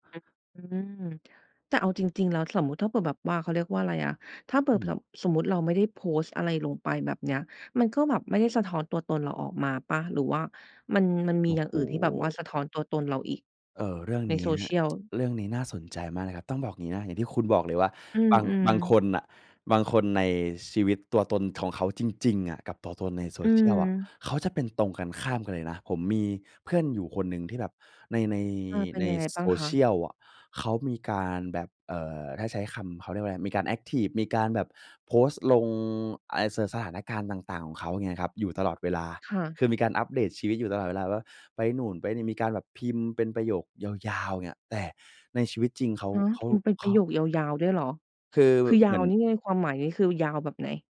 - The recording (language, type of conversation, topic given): Thai, podcast, คุณใช้โซเชียลมีเดียเพื่อสะท้อนตัวตนของคุณอย่างไร?
- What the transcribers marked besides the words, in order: "แบบ" said as "แพลบ"; tsk